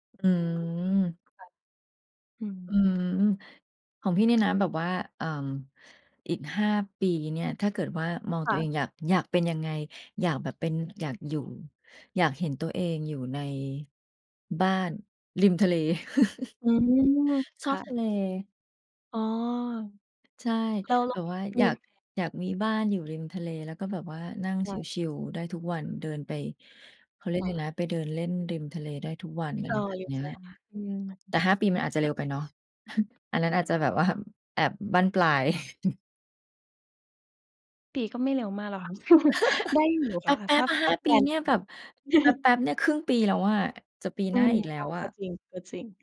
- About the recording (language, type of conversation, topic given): Thai, unstructured, คุณอยากเห็นตัวเองในอีก 5 ปีข้างหน้าเป็นอย่างไร?
- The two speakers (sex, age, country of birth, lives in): female, 25-29, Thailand, Thailand; female, 45-49, Thailand, Thailand
- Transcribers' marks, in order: chuckle; unintelligible speech; chuckle; laughing while speaking: "ว่า"; chuckle; laugh; chuckle; other background noise; chuckle